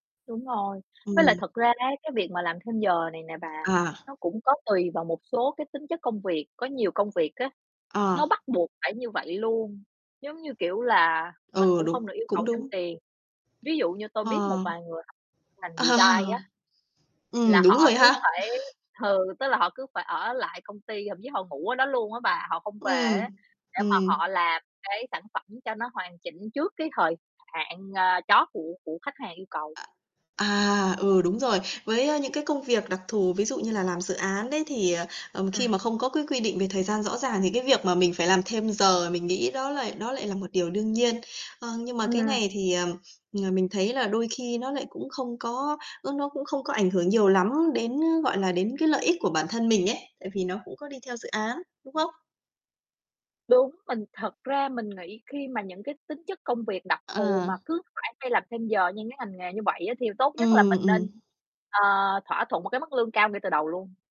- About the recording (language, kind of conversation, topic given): Vietnamese, unstructured, Bạn nghĩ sao về việc phải làm thêm giờ mà không được trả lương làm thêm?
- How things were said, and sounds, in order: static; other background noise; laughing while speaking: "Ờ"; distorted speech; in English: "design"; laughing while speaking: "ừ"; other noise; sniff; tapping